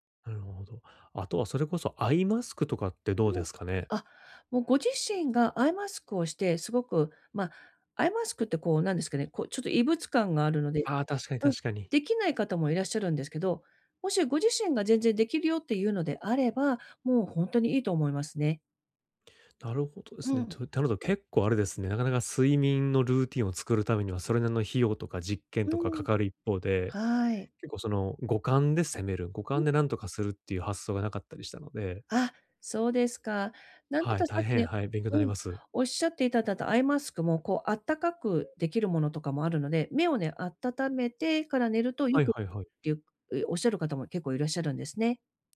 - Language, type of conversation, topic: Japanese, advice, 寝つきが悪いとき、効果的な就寝前のルーティンを作るにはどうすればよいですか？
- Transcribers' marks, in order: "いただいた" said as "いたたた"; unintelligible speech